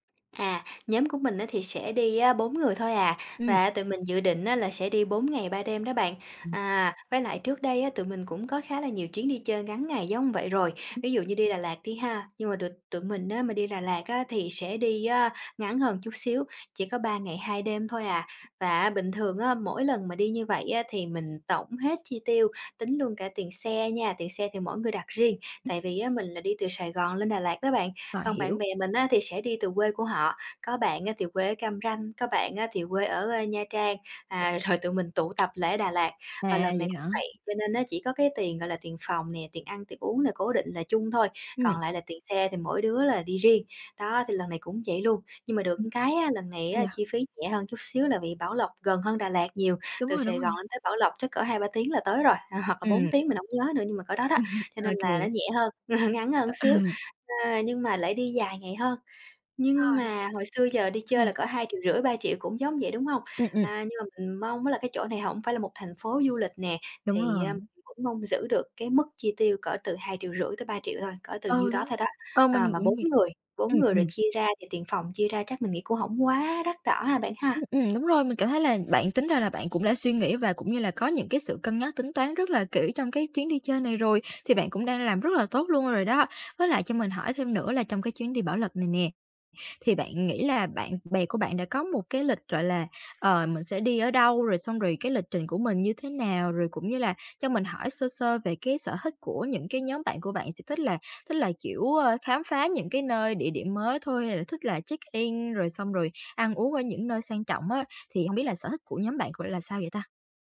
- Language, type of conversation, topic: Vietnamese, advice, Làm sao để tiết kiệm tiền khi đi chơi với bạn bè mà vẫn vui?
- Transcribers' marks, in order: tapping; other noise; "một" said as "ừn"; laughing while speaking: "rồi"; other background noise; "một" said as "ừn"; chuckle; unintelligible speech; in English: "check-in"